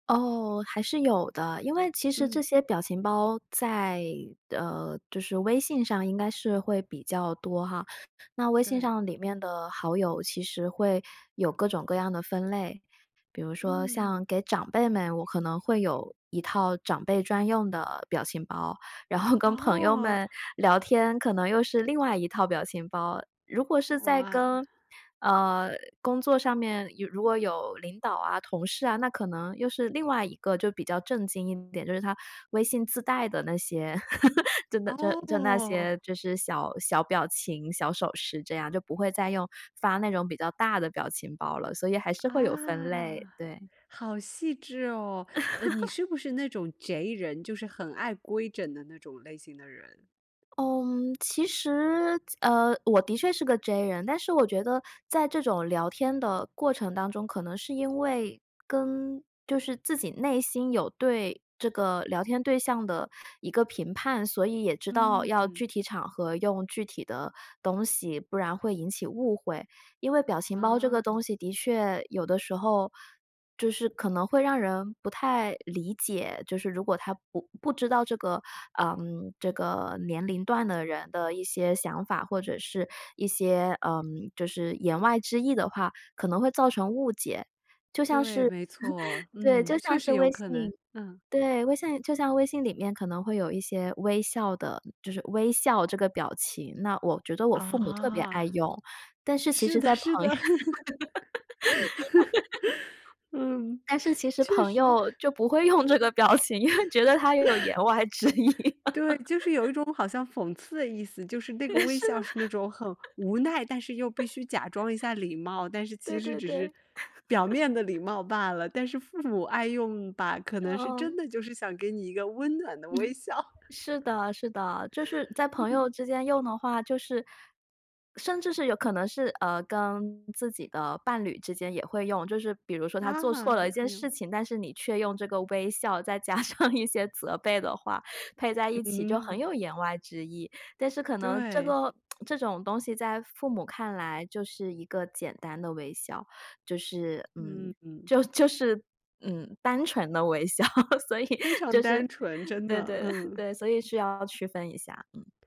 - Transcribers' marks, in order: inhale; tapping; laughing while speaking: "后"; surprised: "哦"; laugh; surprised: "啊！好细致哦"; laugh; chuckle; laughing while speaking: "是的 是的"; chuckle; laugh; laughing while speaking: "确实"; laughing while speaking: "就不会用这个表情，因为觉得它有言外之意"; laugh; laugh; laughing while speaking: "对，是的。 对 对 对"; laugh; laugh; laughing while speaking: "微笑"; laughing while speaking: "加上"; tsk; laughing while speaking: "就 就是，嗯，单纯的微笑，所以就是，对 对 对"
- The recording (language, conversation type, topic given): Chinese, podcast, 你平常怎么用表情包或 Emoji 来沟通？